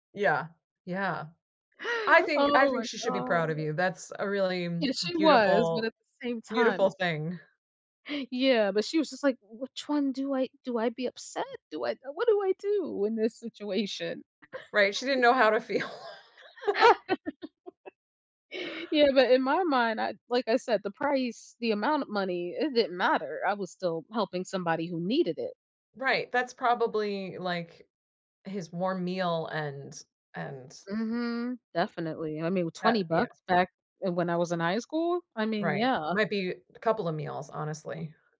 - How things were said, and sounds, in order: laugh; chuckle; laugh; laughing while speaking: "feel"; chuckle; tapping
- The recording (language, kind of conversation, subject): English, unstructured, What is a recent act of kindness you witnessed or heard about?
- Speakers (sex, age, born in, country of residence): female, 30-34, United States, United States; female, 35-39, United States, United States